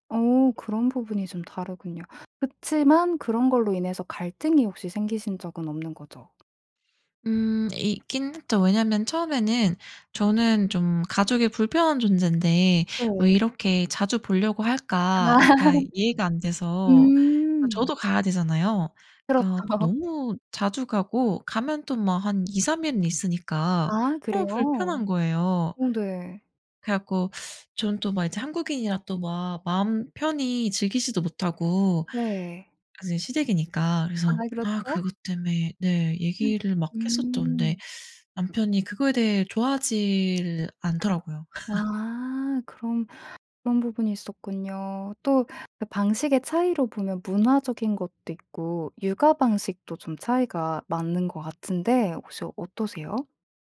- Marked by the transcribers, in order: other background noise; laugh; laughing while speaking: "그렇죠"; gasp; laugh
- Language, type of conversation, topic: Korean, podcast, 시댁과 처가와는 어느 정도 거리를 두는 게 좋을까요?